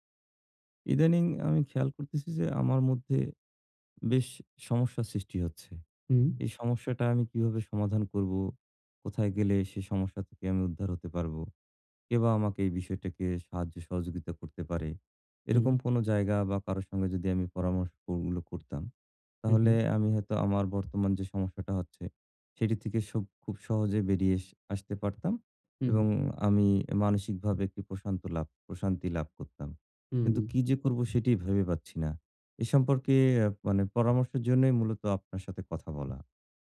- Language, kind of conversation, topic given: Bengali, advice, সহকর্মীর সঙ্গে কাজের সীমা ও দায়িত্ব কীভাবে নির্ধারণ করা উচিত?
- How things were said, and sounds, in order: tapping; "বেরিয়ে" said as "বেরিয়েস"